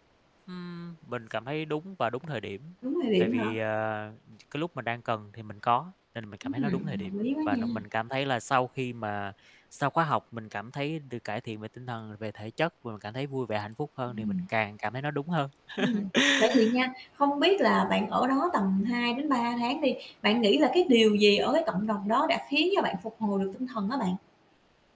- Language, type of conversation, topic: Vietnamese, podcast, Cộng đồng và mạng lưới hỗ trợ giúp một người hồi phục như thế nào?
- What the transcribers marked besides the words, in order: static; other background noise; tapping; distorted speech; laugh